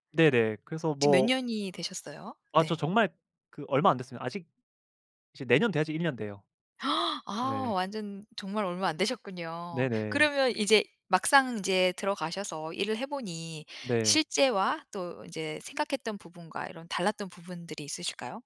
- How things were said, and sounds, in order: other background noise; gasp
- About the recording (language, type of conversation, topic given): Korean, podcast, 어떻게 그 직업을 선택하게 되셨나요?